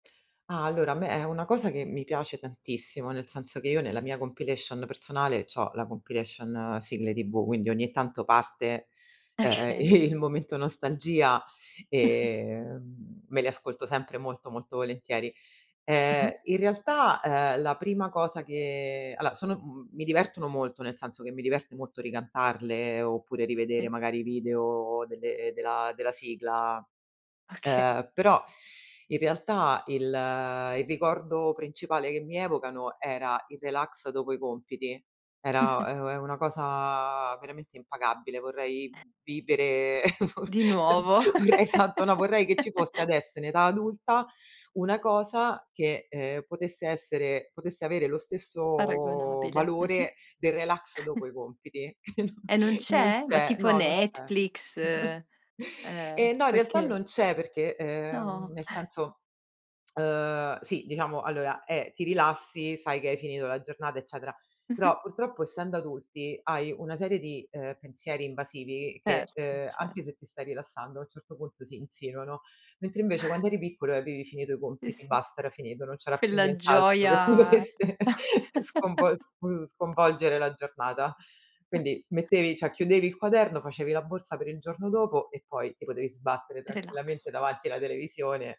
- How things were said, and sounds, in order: in English: "compilation"; in English: "compilation"; laughing while speaking: "ecchei"; "Okay" said as "ecchei"; snort; laughing while speaking: "il"; "allora" said as "aloa"; laughing while speaking: "Okay"; snort; other noise; chuckle; laughing while speaking: "vorrei tanto"; giggle; drawn out: "stesso"; chuckle; laughing while speaking: "Non"; chuckle; snort; chuckle; laughing while speaking: "dovesse"; other background noise; giggle; chuckle
- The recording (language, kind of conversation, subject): Italian, podcast, Quali ricordi ti evocano le sigle televisive di quando eri piccolo?